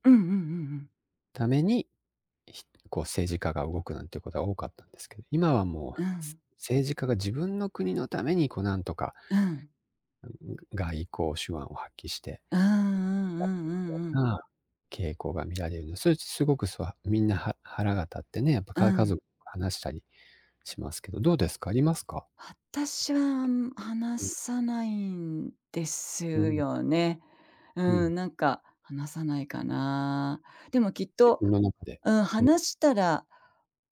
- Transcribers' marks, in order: none
- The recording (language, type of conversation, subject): Japanese, unstructured, 最近のニュースを見て、怒りを感じたことはありますか？